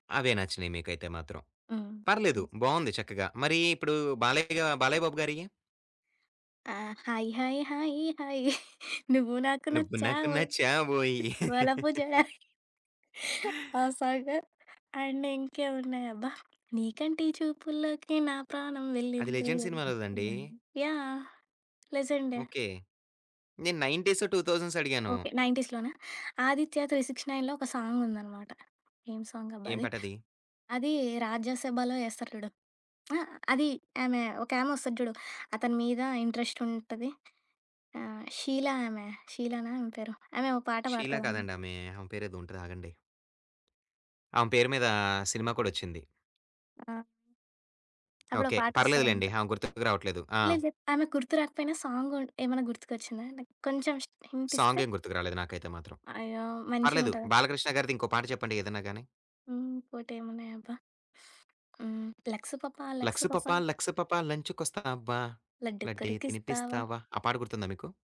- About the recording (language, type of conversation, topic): Telugu, podcast, పాత జ్ఞాపకాలు గుర్తుకొచ్చేలా మీరు ప్లేలిస్ట్‌కి ఏ పాటలను జోడిస్తారు?
- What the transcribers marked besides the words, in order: other background noise; singing: "హాయి హాయి హాయీ హాయి నువ్వు నాకు నచ్చావోయి వలపు జడయి"; giggle; singing: "నువ్వు నాకు నచ్చావోయి"; laugh; giggle; in English: "సాంగ్ అండ్"; singing: "నీ కంటి చూపుల్లోకి నా ప్రాణం వెళ్ళింది"; background speech; tapping; in English: "సాంగ్"; in English: "ఇంట్రెస్ట్"; in English: "లైక్"; singing: "లక్స్ పాప లక్స్ పాప"; singing: "లక్స్ పాప లక్స్ పాప లంచికొస్తావా, లడ్దే తినిపిస్తావా"; singing: "లడ్డు కొరికిస్తావా"